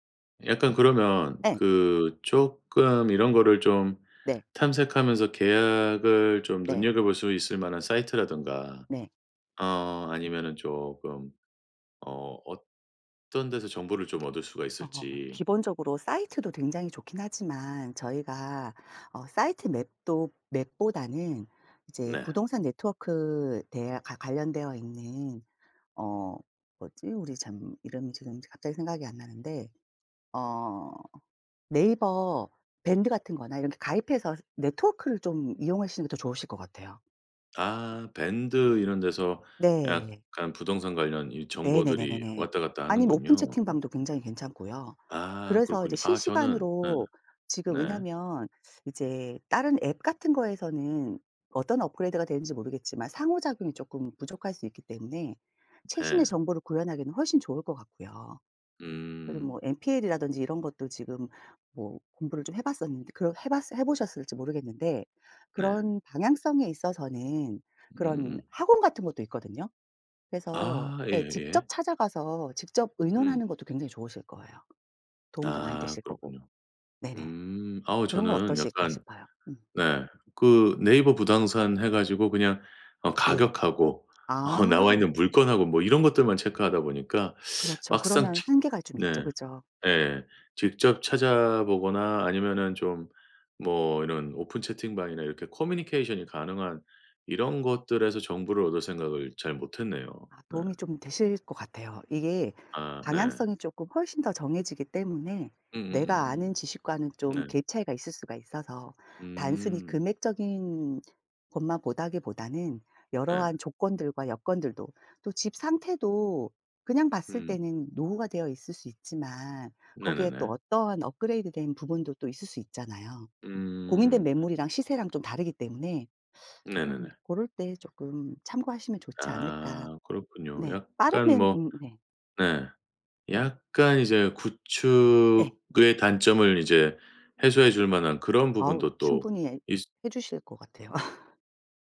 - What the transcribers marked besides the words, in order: tapping; laughing while speaking: "어"; other background noise; laugh
- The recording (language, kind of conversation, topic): Korean, advice, 새 도시에서 집을 구하고 임대 계약을 할 때 스트레스를 줄이려면 어떻게 해야 하나요?